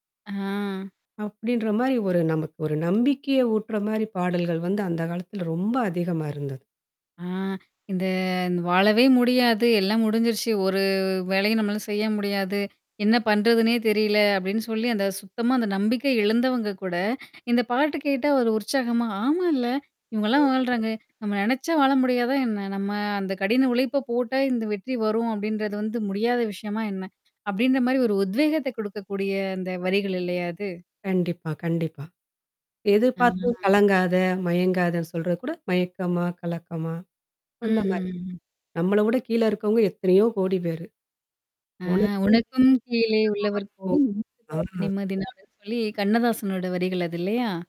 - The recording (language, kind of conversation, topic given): Tamil, podcast, ஒரு பாடல் உங்கள் பழைய நினைவுகளை மீண்டும் எழுப்பும்போது, உங்களுக்கு என்ன உணர்வு ஏற்படுகிறது?
- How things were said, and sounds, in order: drawn out: "ஆ"; static; other background noise; distorted speech; tapping; singing: "எதிர்பார்த்தும் கலங்காத, மயங்காதன்னு சொல்றதுகூட மயக்கமா, கலக்கமா"; drawn out: "ஆ"; singing: "உனக்கும் கீழே உள்ளவர் கோடி. எங்கே நிம்மதி நாடுன்னு சொல்லி"; unintelligible speech; unintelligible speech; drawn out: "ஆ"